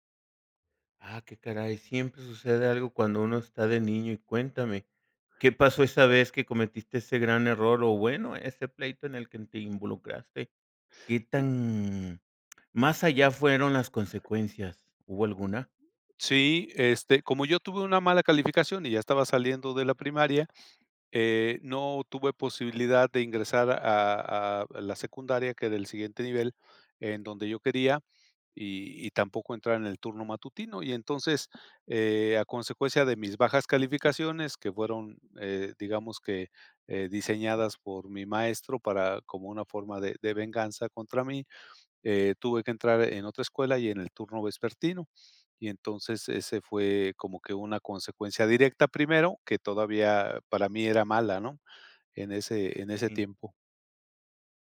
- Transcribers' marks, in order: other noise
- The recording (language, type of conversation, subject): Spanish, podcast, ¿Alguna vez un error te llevó a algo mejor?